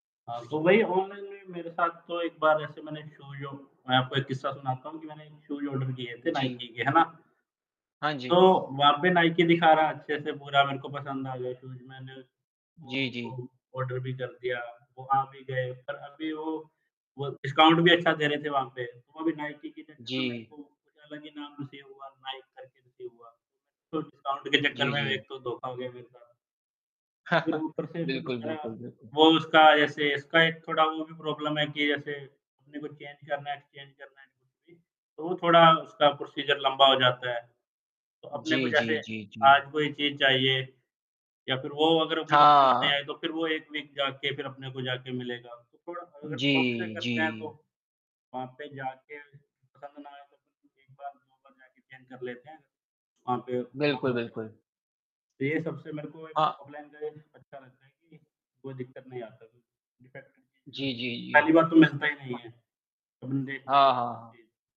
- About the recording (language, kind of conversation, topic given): Hindi, unstructured, आपको ऑनलाइन खरीदारी अधिक पसंद है या बाजार जाकर खरीदारी करना अधिक पसंद है?
- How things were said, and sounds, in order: distorted speech; in English: "शूज़ ऑर्डर"; in English: "शूज़"; in English: "शूज़ ऑर्डर"; in English: "डिस्काउंट"; in English: "रिसीव"; in English: "रिसीव"; in English: "डिस्काउंट"; chuckle; in English: "प्रॉब्लम"; in English: "चेंज"; in English: "एक्सचेंज"; in English: "प्रोसीजर"; in English: "वीक"; in English: "शॉप"; in English: "चेंज"; unintelligible speech; in English: "डिफ़ेक्ट"